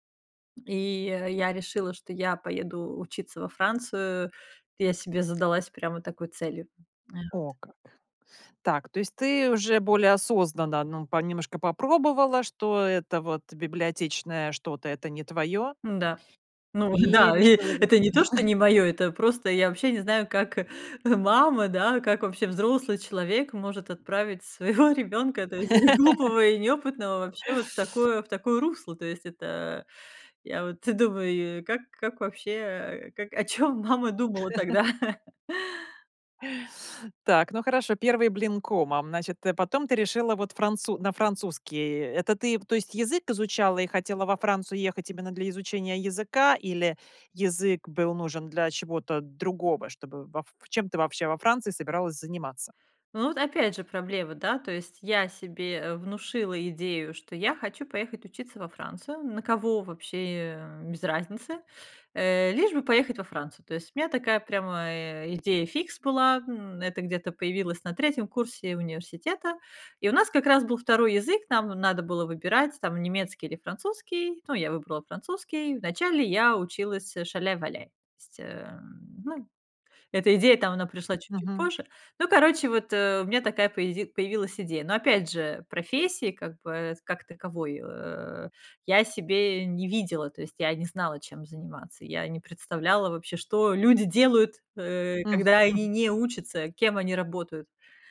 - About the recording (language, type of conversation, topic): Russian, podcast, Как понять, что пора менять профессию и учиться заново?
- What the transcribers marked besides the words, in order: tapping; other background noise; chuckle; laughing while speaking: "своего"; laugh; laughing while speaking: "глупого"; laughing while speaking: "думаю"; laughing while speaking: "о чем"; laugh; chuckle; grunt